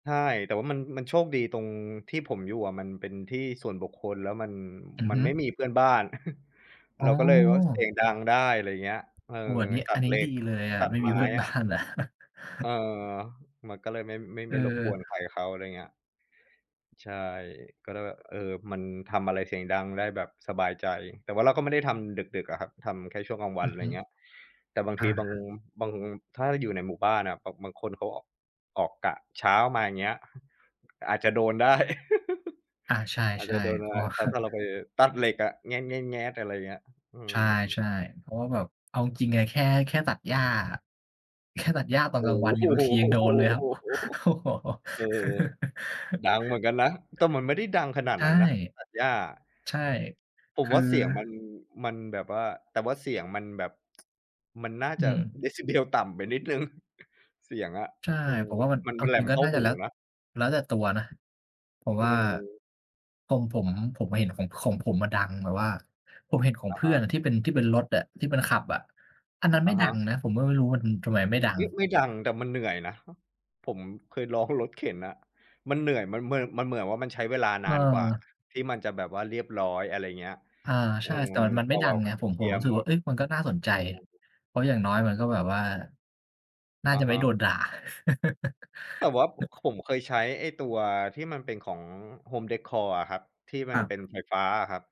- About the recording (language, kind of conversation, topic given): Thai, unstructured, งานอดิเรกอะไรที่ทำให้คุณรู้สึกผ่อนคลายที่สุด?
- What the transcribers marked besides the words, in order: other background noise; chuckle; tapping; laughing while speaking: "บ้านอะ"; chuckle; chuckle; giggle; other noise; drawn out: "โอ้โฮ"; laughing while speaking: "โอ้โฮ"; laugh; laughing while speaking: "โอ้โฮ"; laugh; tsk; laugh